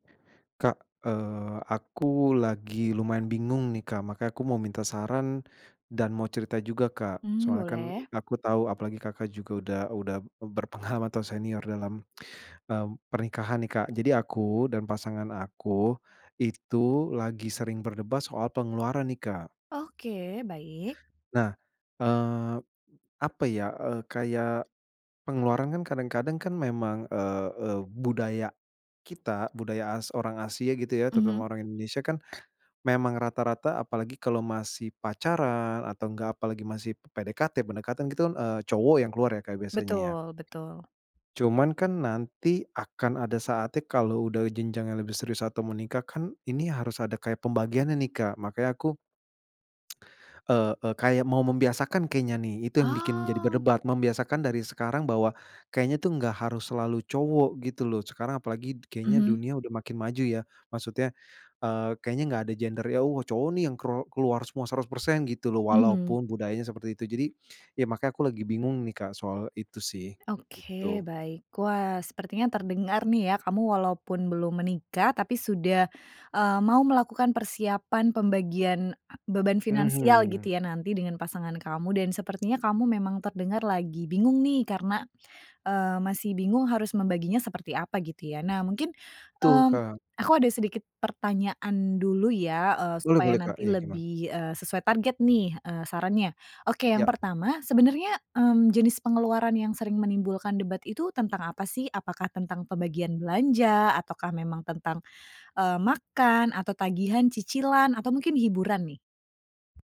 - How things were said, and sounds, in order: other background noise; tsk
- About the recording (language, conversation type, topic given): Indonesian, advice, Bagaimana cara membicarakan dan menyepakati pengeluaran agar saya dan pasangan tidak sering berdebat?